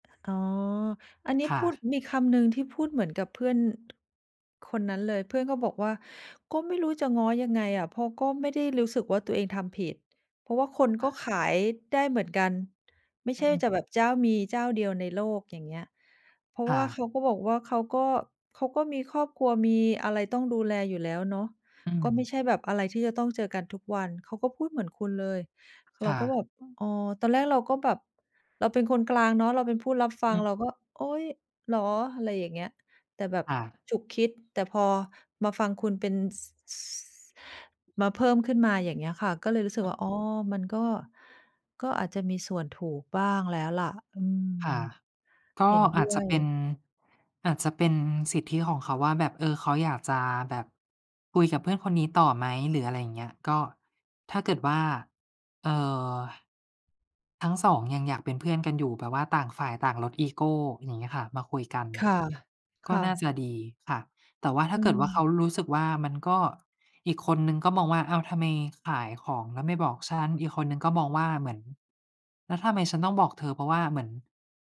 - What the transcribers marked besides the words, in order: tapping; other background noise
- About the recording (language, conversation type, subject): Thai, unstructured, ถ้าเกิดความขัดแย้งกับเพื่อน คุณจะหาทางแก้ไขอย่างไร?